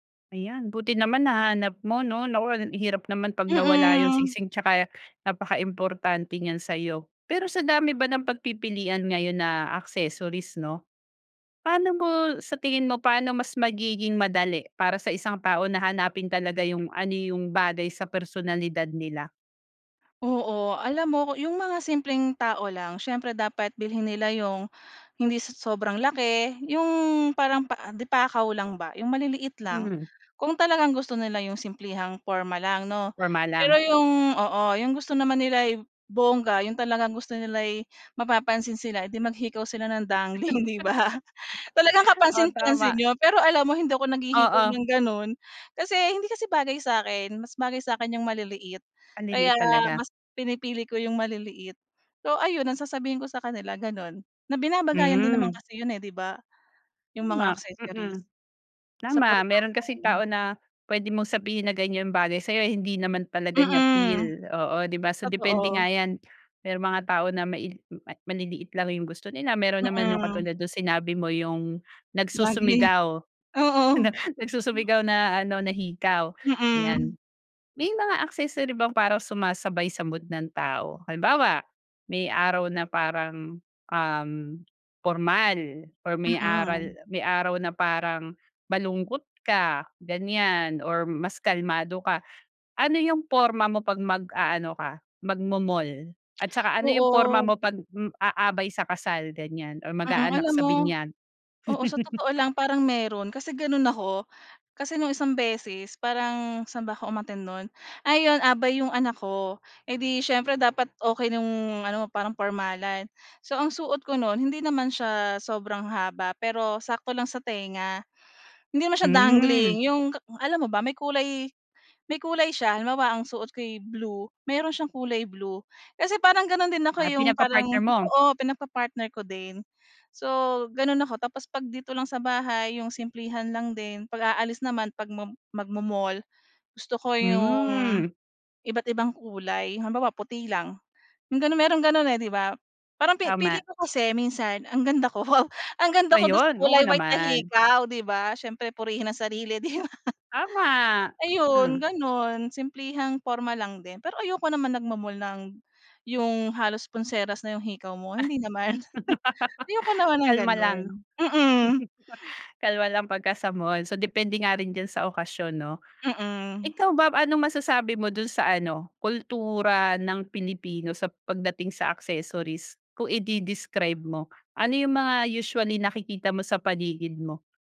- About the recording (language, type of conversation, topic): Filipino, podcast, Paano nakakatulong ang mga palamuti para maging mas makahulugan ang estilo mo kahit simple lang ang damit?
- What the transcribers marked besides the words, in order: "bagay" said as "baday"; laugh; other background noise; laughing while speaking: "'di ba?"; laugh; laughing while speaking: "'di ba?"; laugh; chuckle